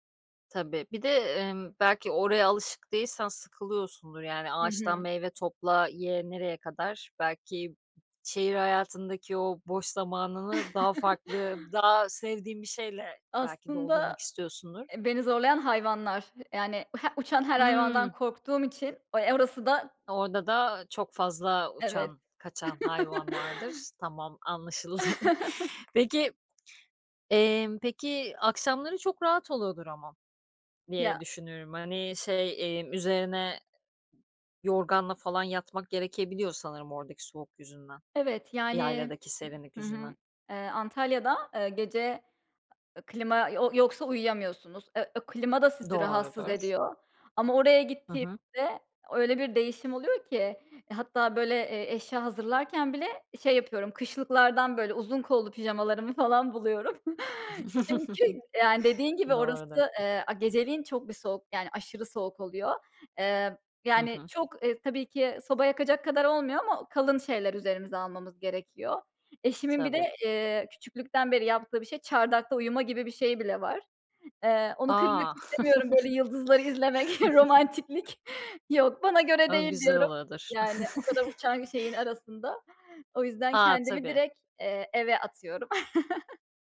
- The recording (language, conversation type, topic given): Turkish, podcast, Kayınvalideniz veya kayınpederinizle ilişkiniz zaman içinde nasıl şekillendi?
- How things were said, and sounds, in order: chuckle; chuckle; laughing while speaking: "anlaşıldı"; chuckle; chuckle; giggle; chuckle; giggle; chuckle; chuckle; chuckle